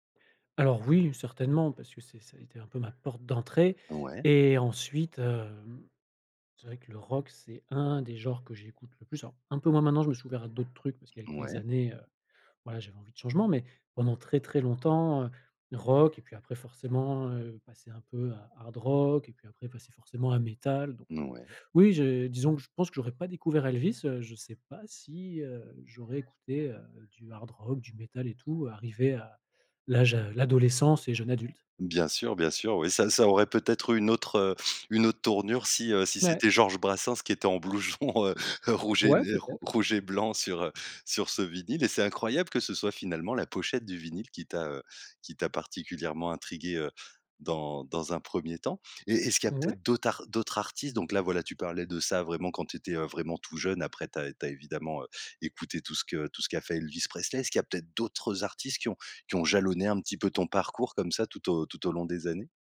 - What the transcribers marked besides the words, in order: other background noise; laughing while speaking: "blouson, heu"
- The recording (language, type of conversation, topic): French, podcast, Quelle chanson t’a fait découvrir un artiste important pour toi ?